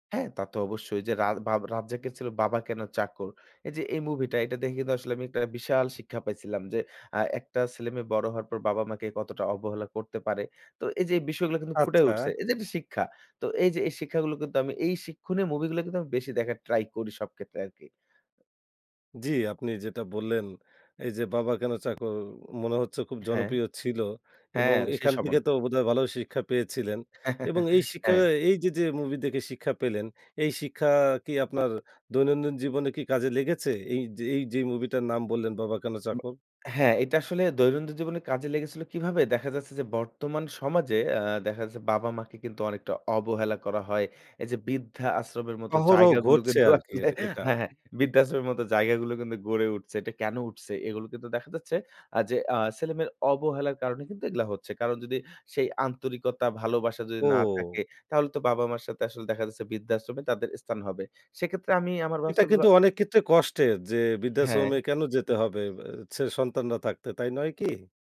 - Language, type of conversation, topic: Bengali, podcast, কোনো সিনেমা বা গান কি কখনো আপনাকে অনুপ্রাণিত করেছে?
- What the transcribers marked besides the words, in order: chuckle; laughing while speaking: "আসলে হ্যাঁ, হ্যাঁ। বৃদ্ধাশ্রমের মত জায়গাগুলো কিন্তু গড়ে উঠছে"; other animal sound